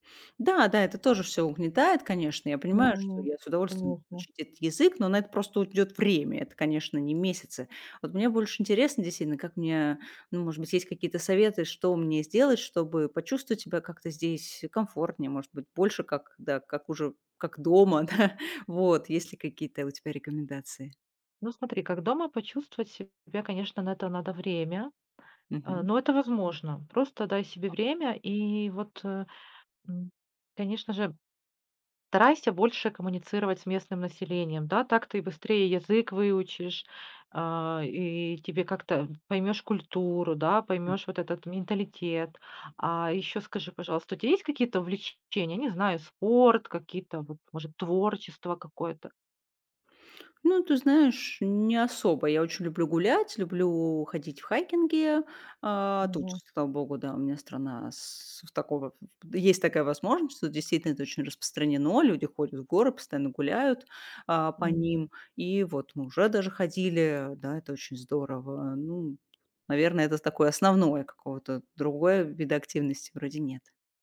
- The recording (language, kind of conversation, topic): Russian, advice, Как проходит ваш переезд в другой город и адаптация к новой среде?
- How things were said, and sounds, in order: tapping; laughing while speaking: "да?"; other background noise